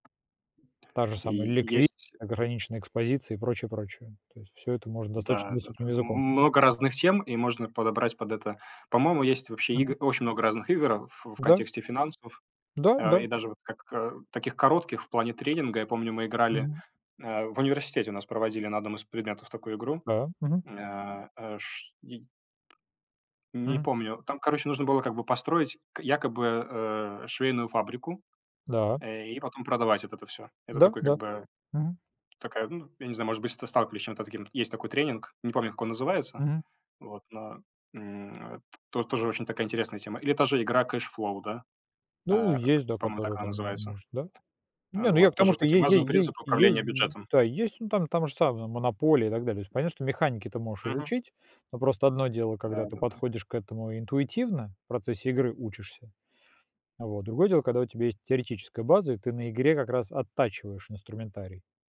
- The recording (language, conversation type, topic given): Russian, unstructured, Нужно ли преподавать финансовую грамотность в школе?
- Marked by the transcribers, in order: tapping